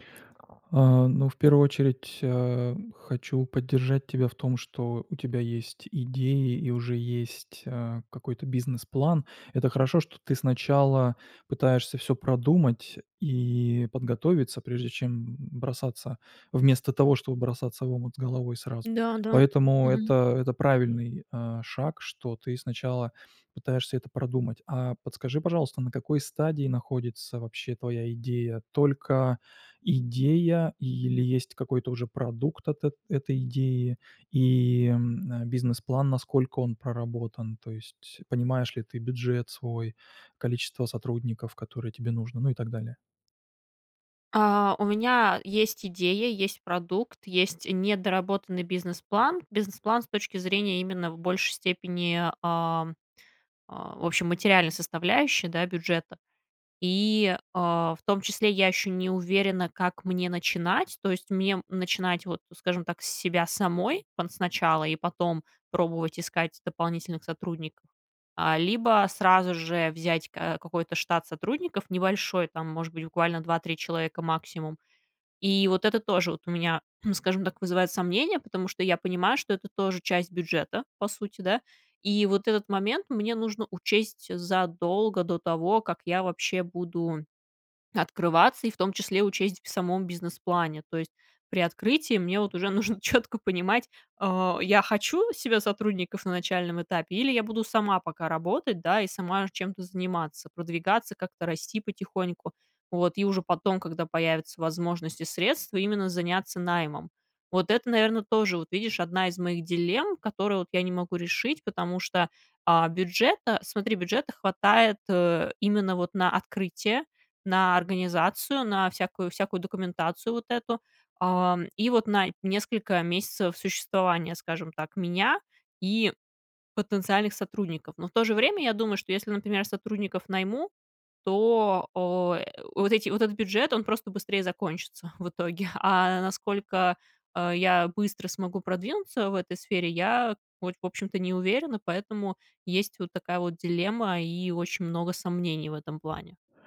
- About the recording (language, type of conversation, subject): Russian, advice, Какие сомнения у вас возникают перед тем, как уйти с работы ради стартапа?
- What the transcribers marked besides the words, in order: throat clearing; laughing while speaking: "от уже нужно четко понимать"